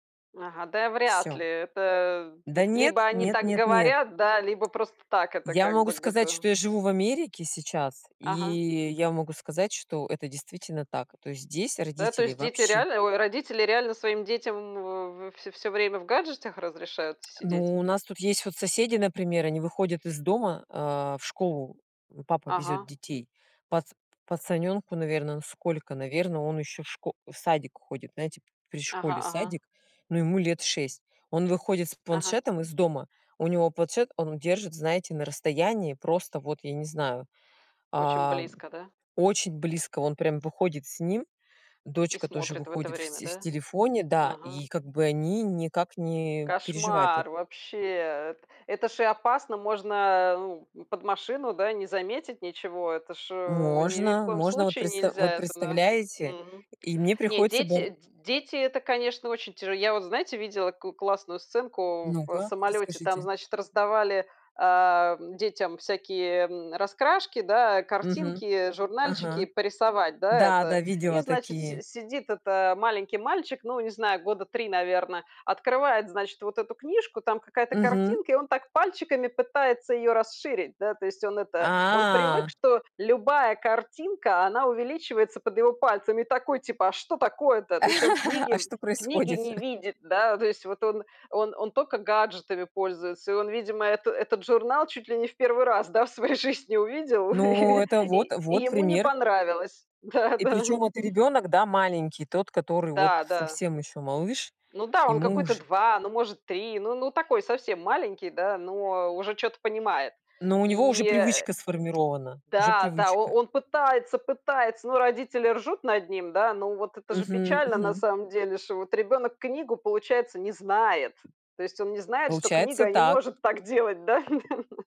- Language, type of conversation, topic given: Russian, unstructured, Как вы считаете, стоит ли ограничивать время, которое дети проводят за гаджетами?
- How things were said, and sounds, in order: tapping; drawn out: "А"; laugh; chuckle; laughing while speaking: "в своей жизни увидел, и и и ему не понравилось. Да-да"; chuckle